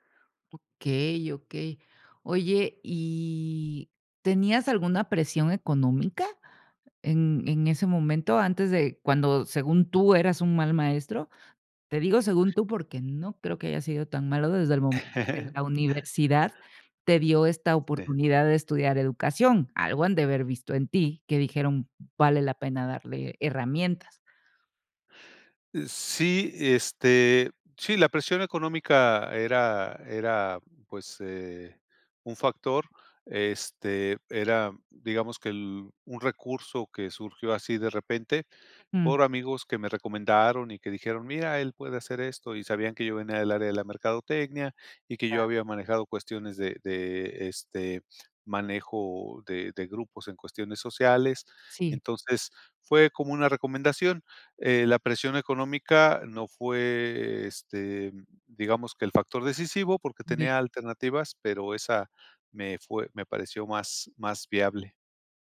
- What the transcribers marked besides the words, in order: giggle
- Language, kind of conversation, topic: Spanish, podcast, ¿Cuál ha sido una decisión que cambió tu vida?